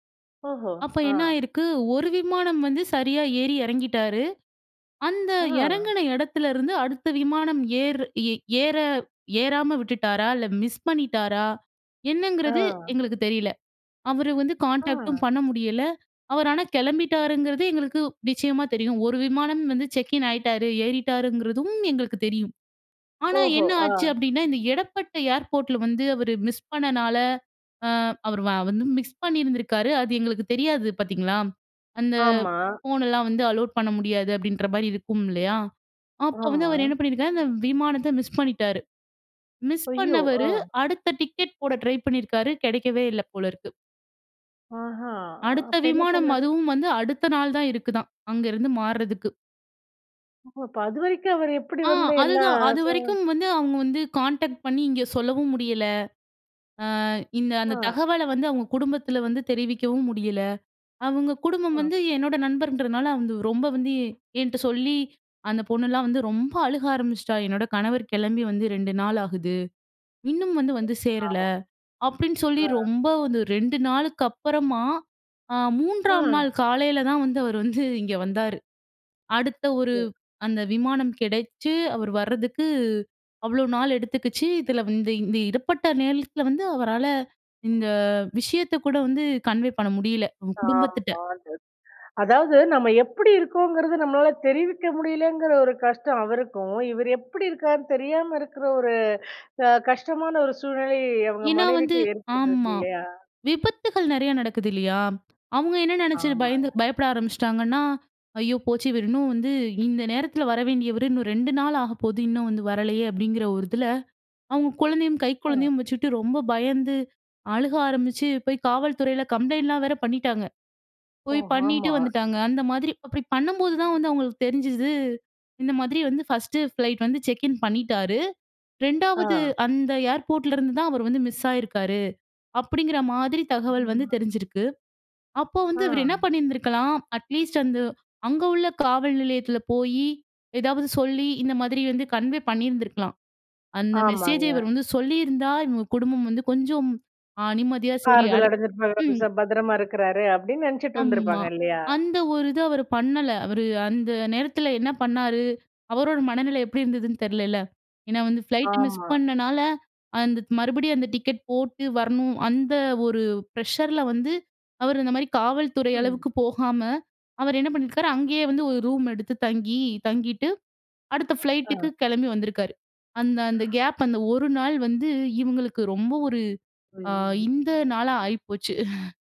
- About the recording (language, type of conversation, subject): Tamil, podcast, புதிய ஊரில் வழி தவறினால் மக்களிடம் இயல்பாக உதவி கேட்க எப்படி அணுகலாம்?
- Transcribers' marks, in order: sad: "அவரு வந்து கான்டாக்ட் டும் பண்ண முடியல"; in English: "கான்டாக்ட்"; in English: "செக்கின்"; afraid: "ஐயோ! ஆ"; in English: "ட்ரை"; other background noise; laughing while speaking: "வந்து"; unintelligible speech; in English: "கன்வே"; in English: "ஃபர்ஸ்ட்டு ஃபிளைட்"; in English: "செக்கின்"; unintelligible speech; in English: "கன்வே"; "சரி" said as "ச"; "ஆமா" said as "அம்மா"; in English: "ஃப்ளைட்ட மிஸ்"; other noise; chuckle